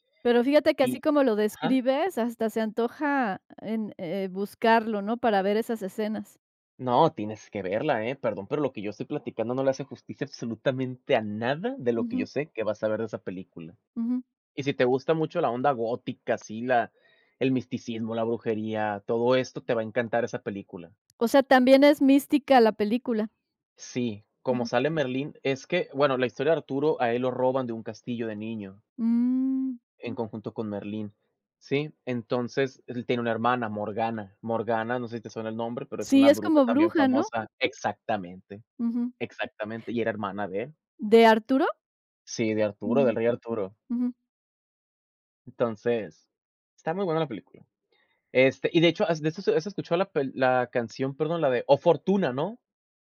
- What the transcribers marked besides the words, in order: tapping; other background noise
- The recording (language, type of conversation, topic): Spanish, podcast, ¿Cuál es una película que te marcó y qué la hace especial?